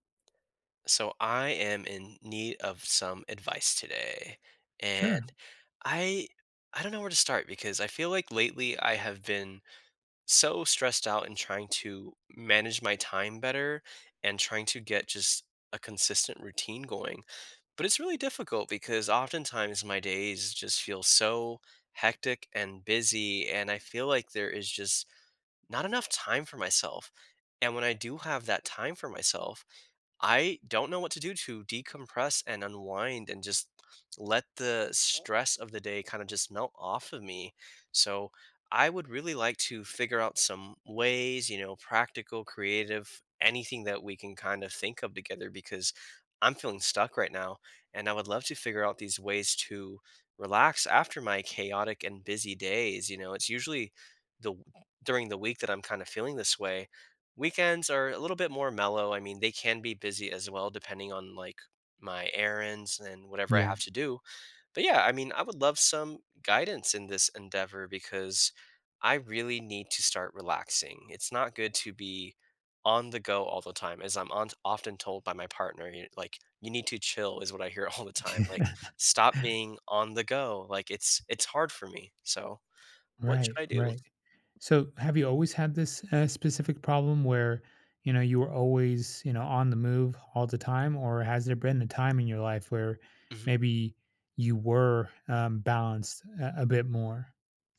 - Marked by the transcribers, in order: other background noise; chuckle; laughing while speaking: "all"
- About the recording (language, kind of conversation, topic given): English, advice, How can I relax and unwind after a busy day?